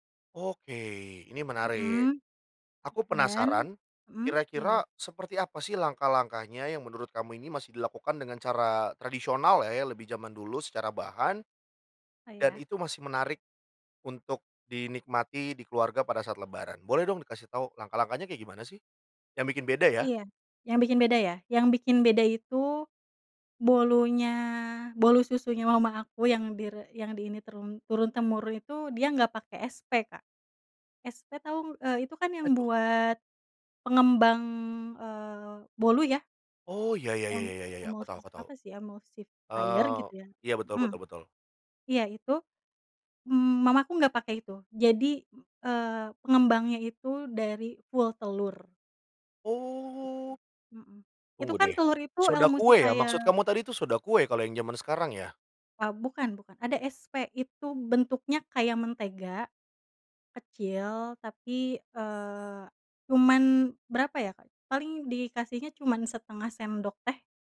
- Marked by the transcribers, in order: in English: "emulsifier"; in English: "emulsifier"; other background noise
- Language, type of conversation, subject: Indonesian, podcast, Ceritakan resep turun-temurun yang selalu dibagi saat Lebaran?
- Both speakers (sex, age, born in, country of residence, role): female, 30-34, Indonesia, Indonesia, guest; male, 30-34, Indonesia, Indonesia, host